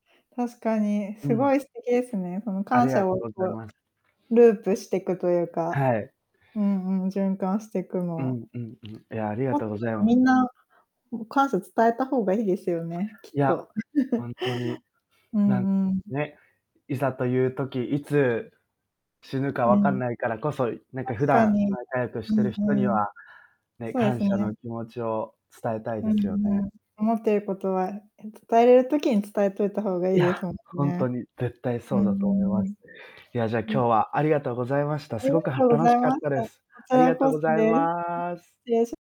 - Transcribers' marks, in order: distorted speech; tapping; chuckle; other background noise
- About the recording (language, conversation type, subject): Japanese, unstructured, 感謝の気持ちはどのように伝えていますか？